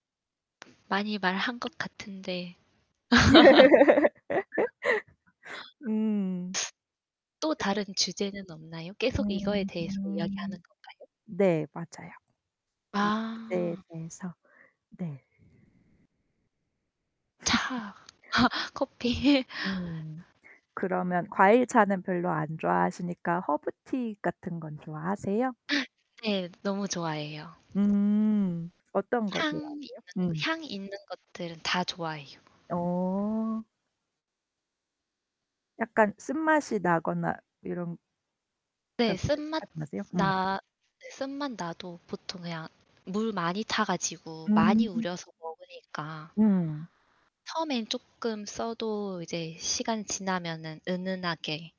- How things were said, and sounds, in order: static; laugh; other background noise; laugh; distorted speech; laugh; gasp; unintelligible speech
- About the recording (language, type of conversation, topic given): Korean, unstructured, 커피와 차 중 어떤 음료를 더 선호하시나요?